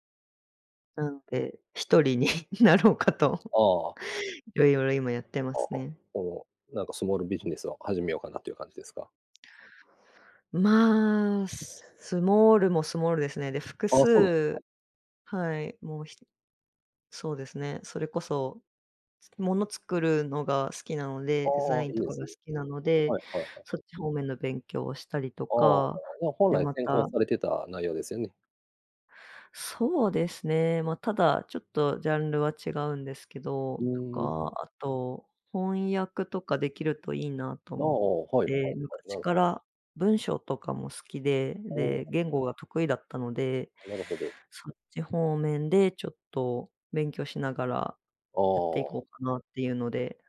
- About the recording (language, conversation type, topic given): Japanese, unstructured, 仕事で一番嬉しかった経験は何ですか？
- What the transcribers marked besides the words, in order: laughing while speaking: "一人になろうかと"; tapping; other background noise